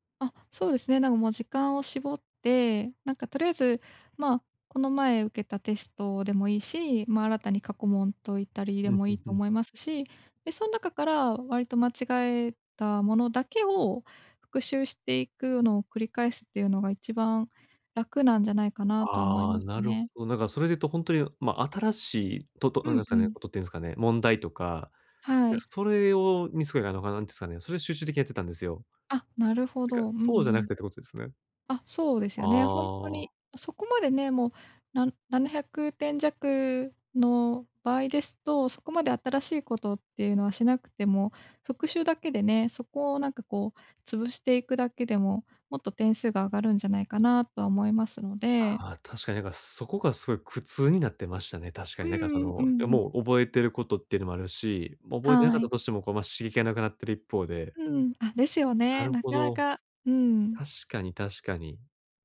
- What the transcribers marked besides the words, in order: none
- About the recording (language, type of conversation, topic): Japanese, advice, 気分に左右されずに習慣を続けるにはどうすればよいですか？